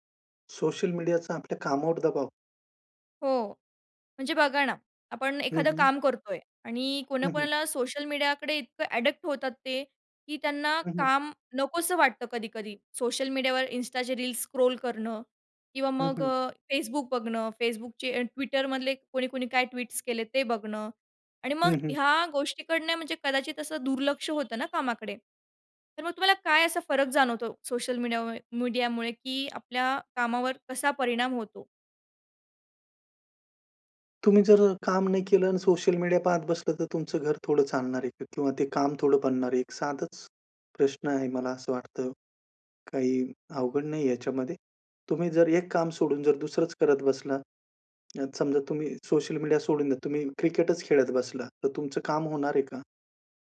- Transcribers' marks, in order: in English: "ॲडिक्ट"; in English: "स्क्रॉल"; in English: "ट्वीट्स"; horn; tapping
- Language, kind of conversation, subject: Marathi, podcast, मोठ्या पदापेक्षा कामात समाधान का महत्त्वाचं आहे?